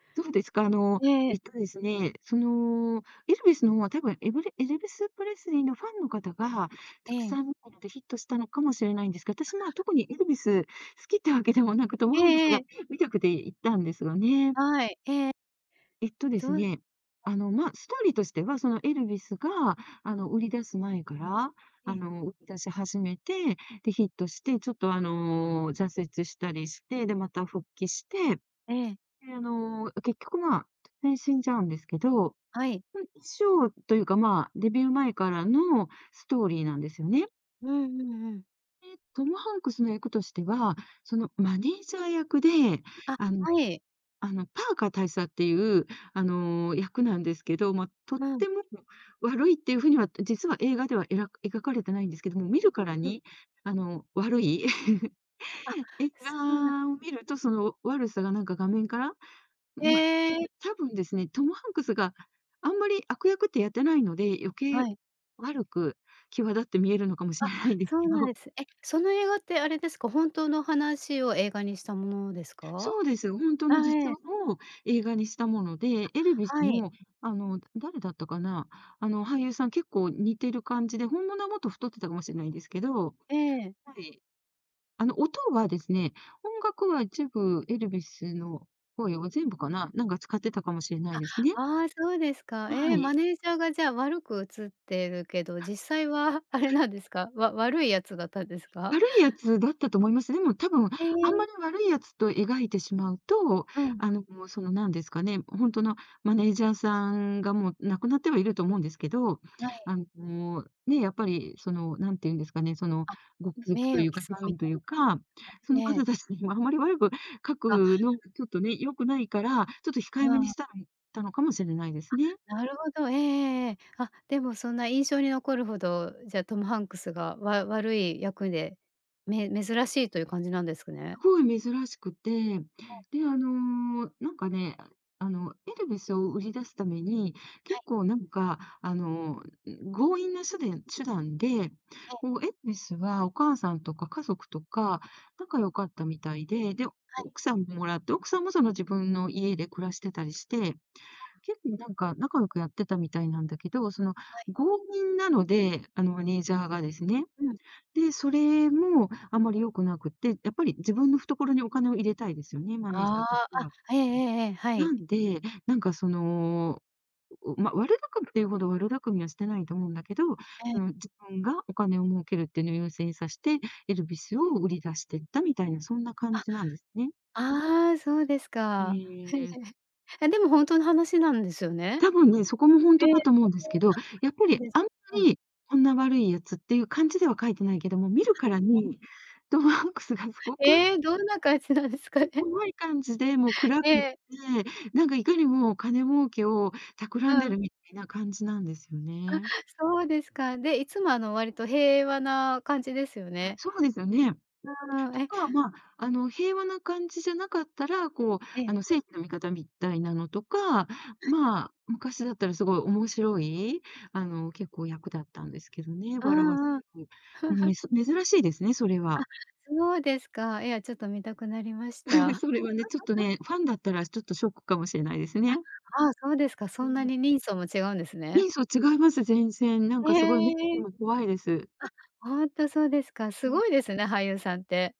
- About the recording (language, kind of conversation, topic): Japanese, podcast, 好きな映画の悪役で思い浮かぶのは誰ですか？
- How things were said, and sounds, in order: tapping; other noise; chuckle; laughing while speaking: "しれないんですけど"; laughing while speaking: "実際はあれなんですか？"; other background noise; unintelligible speech; swallow; giggle; laughing while speaking: "感じなんですかね？"; unintelligible speech; chuckle; chuckle; laugh